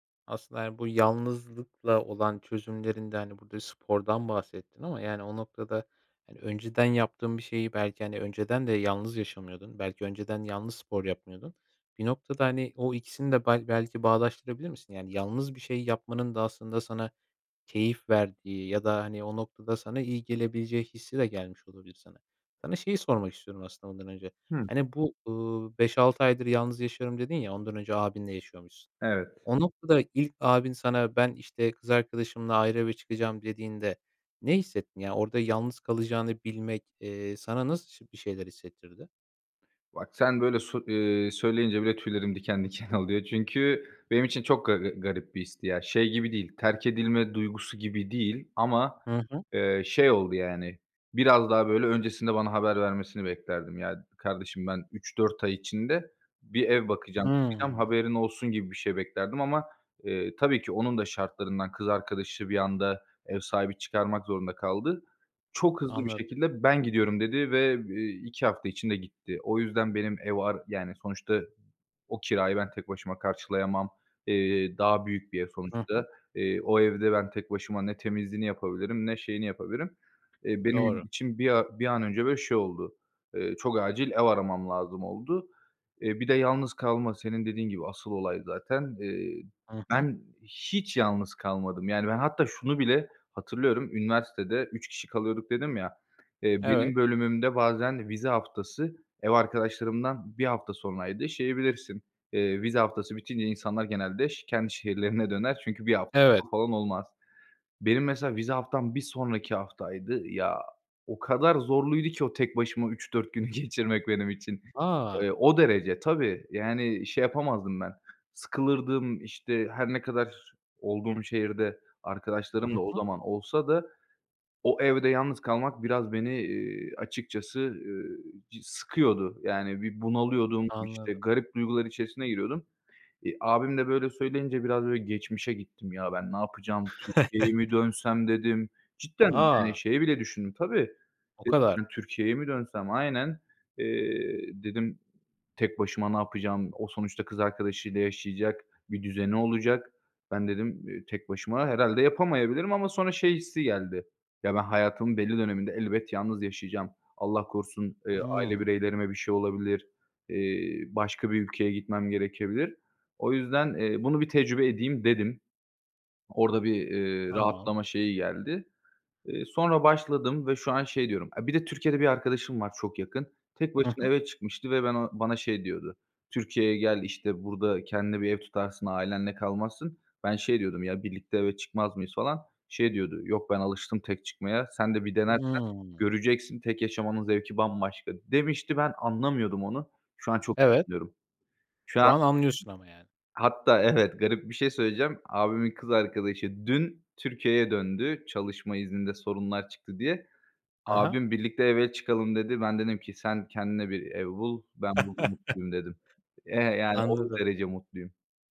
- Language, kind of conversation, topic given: Turkish, podcast, Yalnızlık hissi geldiğinde ne yaparsın?
- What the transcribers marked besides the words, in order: other background noise; laughing while speaking: "oluyor"; unintelligible speech; tapping; chuckle; unintelligible speech; unintelligible speech; chuckle